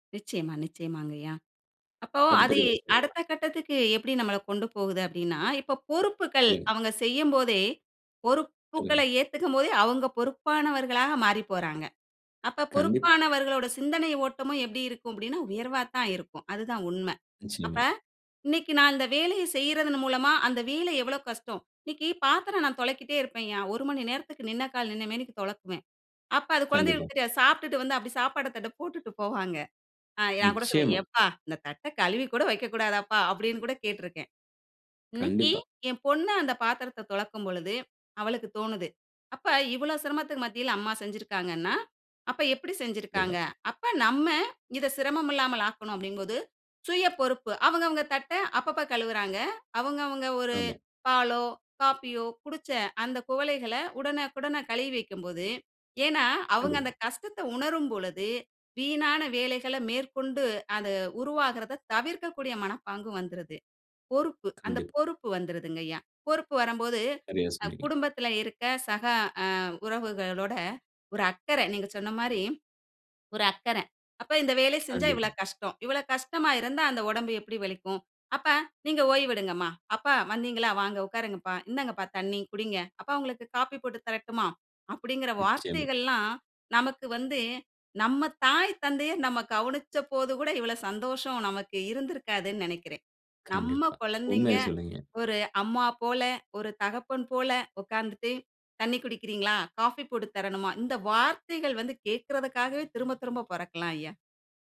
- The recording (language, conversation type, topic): Tamil, podcast, வீட்டுப் பணிகளில் பிள்ளைகள் எப்படிப் பங்குபெறுகிறார்கள்?
- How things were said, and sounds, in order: unintelligible speech